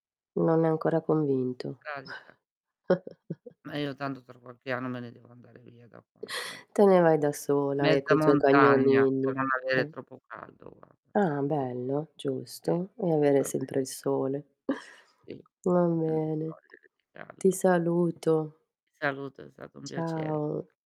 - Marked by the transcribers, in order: unintelligible speech; chuckle; "cioè" said as "ceh"; distorted speech; unintelligible speech; tapping; other background noise
- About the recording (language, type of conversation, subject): Italian, unstructured, Preferiresti vivere in una città sempre soleggiata o in una dove si susseguono tutte le stagioni?